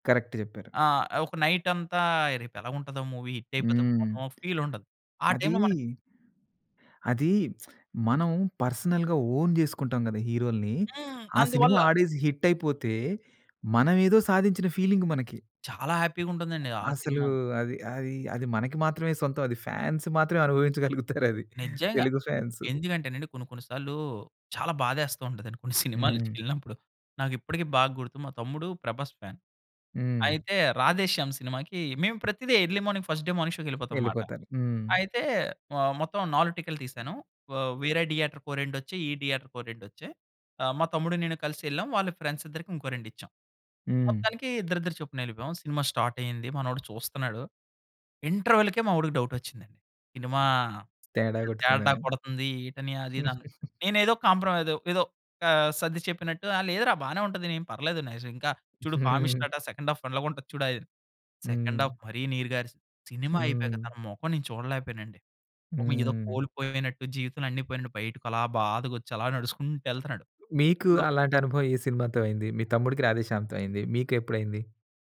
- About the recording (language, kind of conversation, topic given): Telugu, podcast, సోషల్ మీడియా ఒత్తిడిని తగ్గించుకోవడానికి మీ పద్ధతి ఏమిటి?
- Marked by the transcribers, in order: in English: "కరెక్ట్"; in English: "నైట్"; in English: "మూవీ హిట్"; lip smack; in English: "టైమ్‌లో"; in English: "పర్సనల్‌గా ఓన్"; in English: "ఫీలింగ్"; other background noise; in English: "ఫ్యాన్స్"; chuckle; chuckle; in English: "ఫ్యాన్"; in English: "ఎర్లీ మార్నింగ్ ఫస్ట్ డే మార్నింగ్ షో‌కెళ్ళిపోతాం"; in English: "డియేటర్‌కి"; "దియేటర్‌కి" said as "డియేటర్‌కి"; in English: "డియేటర్‌కి"; "దియేటర్‌కి" said as "డియేటర్‌కి"; in English: "స్టార్ట్"; in English: "ఇంటర్వల్‌కే"; in English: "డౌట్"; giggle; in English: "కాంప్రమైజ్"; in English: "నైస్"; giggle; in English: "పామిస్ట్"; in English: "సెకండ్ హాఫ్"; in English: "సెకండ్ హాఫ్"; other noise